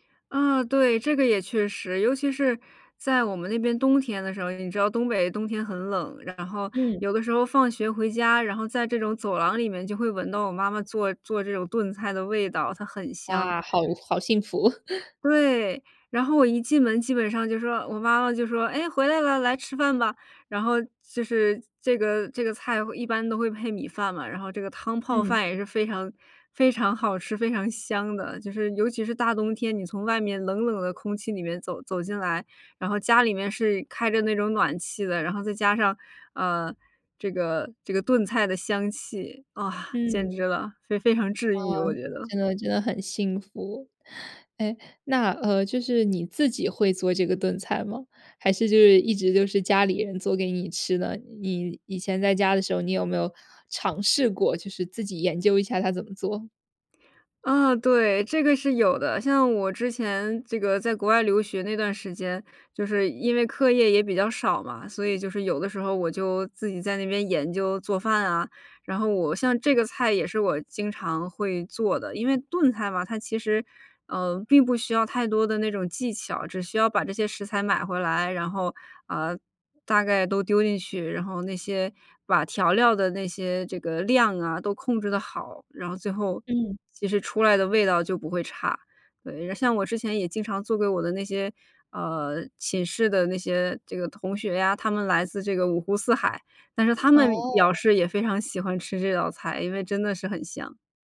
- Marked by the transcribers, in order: laugh
- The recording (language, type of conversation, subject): Chinese, podcast, 家里哪道菜最能让你瞬间安心，为什么？